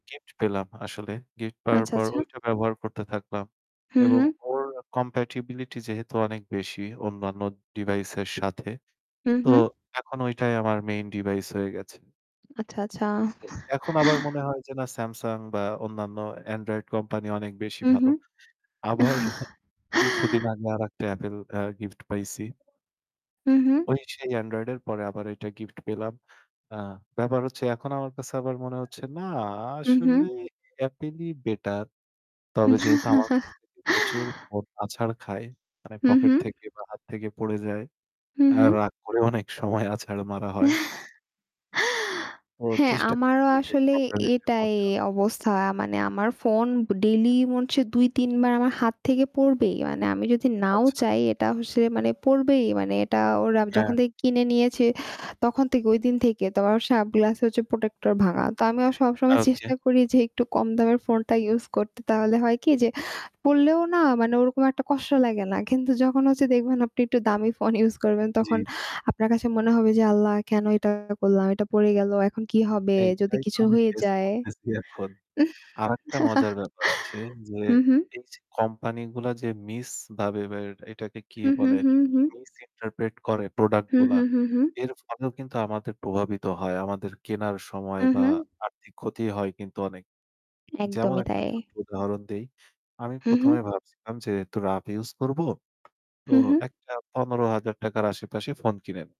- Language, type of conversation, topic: Bengali, unstructured, বিজ্ঞাপনে অতিরিক্ত মিথ্যা দাবি করা কি গ্রহণযোগ্য?
- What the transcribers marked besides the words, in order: static; tapping; in English: "compatibility"; in English: "main device"; other background noise; chuckle; chuckle; background speech; put-on voice: "না আসলে"; chuckle; laughing while speaking: "অনেক সময় আছাড় মারা হয়"; chuckle; distorted speech; in English: "protector"; laughing while speaking: "কিন্তু যখন হচ্ছে"; laughing while speaking: "ফোন ইউজ করবেন"; chuckle; in English: "Misinterpret"; "একটু" said as "এতু"; in English: "rough use"